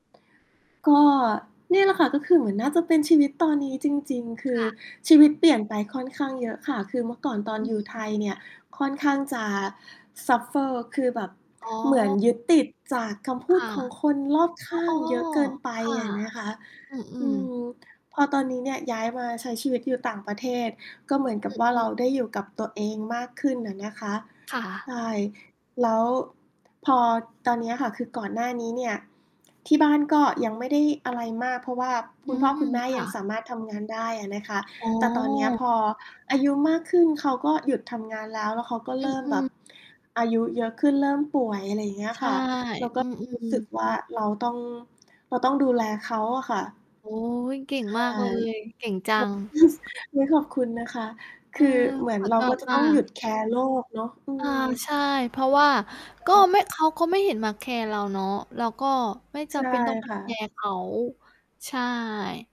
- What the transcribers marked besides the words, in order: distorted speech; in English: "suffer"; static; tapping
- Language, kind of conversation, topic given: Thai, unstructured, อะไรคือสิ่งที่ทำให้คุณรู้สึกภูมิใจในตัวเองแม้ไม่มีใครเห็น?